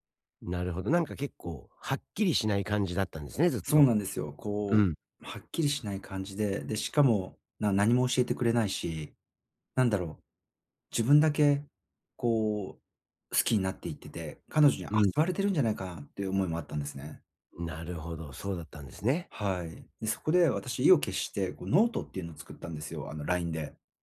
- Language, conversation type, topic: Japanese, advice, 別れの後、新しい関係で感情を正直に伝えるにはどうすればいいですか？
- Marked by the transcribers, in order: other background noise